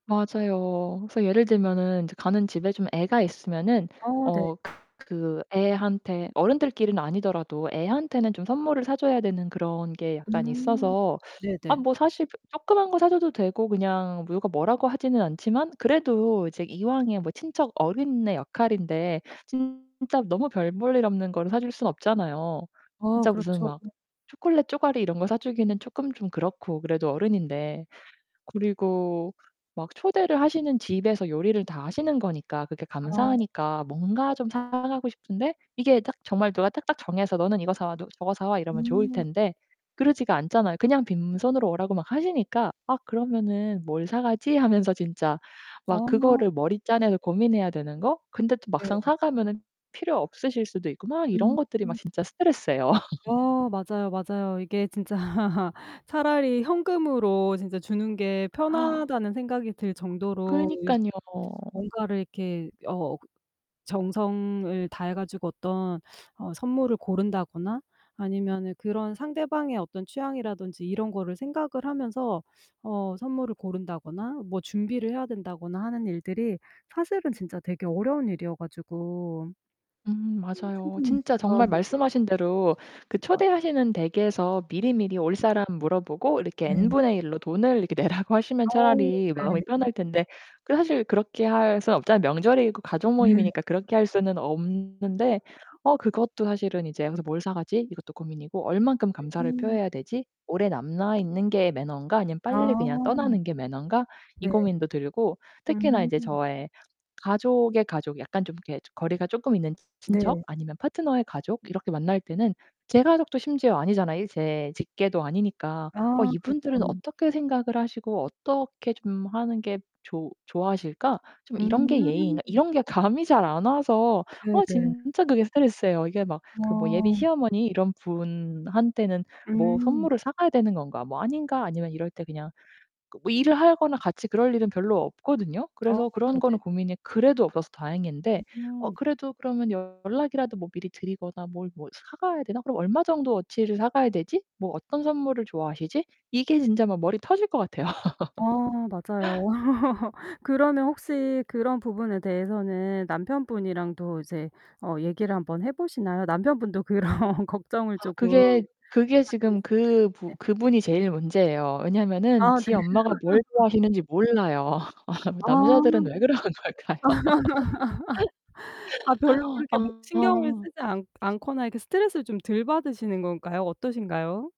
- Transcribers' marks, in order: tapping; static; distorted speech; other background noise; laugh; laugh; gasp; unintelligible speech; laughing while speaking: "내라고"; "남아" said as "남나"; laugh; laughing while speaking: "그런"; laugh; laugh; laughing while speaking: "아"; laughing while speaking: "그러는 걸까요?"; laugh
- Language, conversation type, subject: Korean, advice, 명절에 가족 역할을 강요받는 것이 왜 부담스럽게 느껴지시나요?